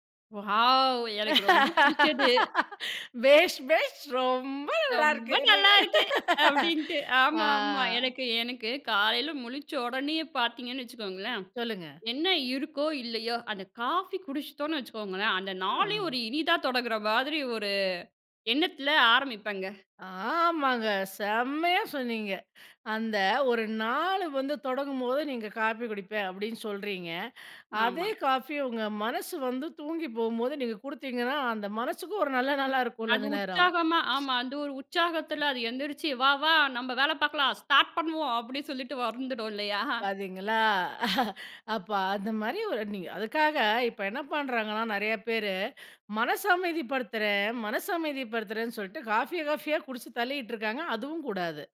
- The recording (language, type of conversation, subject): Tamil, podcast, உங்கள் மனதை அமைதிப்படுத்தும் ஒரு எளிய வழி என்ன?
- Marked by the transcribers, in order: in English: "வாவ்!"; laughing while speaking: "பேஷ், பேஷ், ரொம்ப நல்லா இருக்கு. என்ன‍ங்க"; drawn out: "ஆமாங்க"; laughing while speaking: "அந்த மனசுக்கும் ஒரு நல்ல நாளா இருக்கும்ல அந்த நேரம்"; other background noise; "வந்துடும்" said as "வருந்துடும்"; chuckle